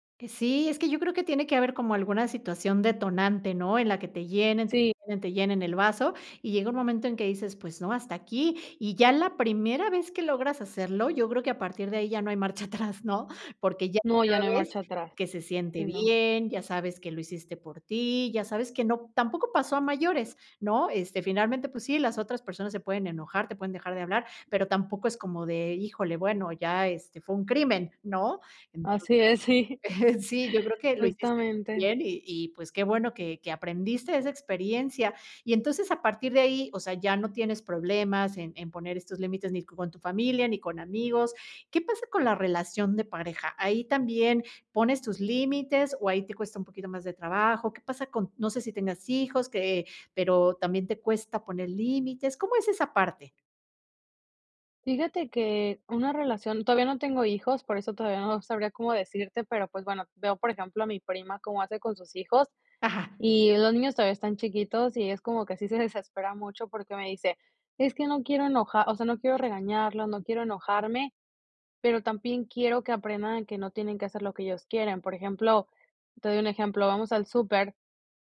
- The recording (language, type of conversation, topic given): Spanish, podcast, ¿Cómo reaccionas cuando alguien cruza tus límites?
- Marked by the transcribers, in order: laughing while speaking: "marcha atrás"; laughing while speaking: "sí"; chuckle; "también" said as "tampién"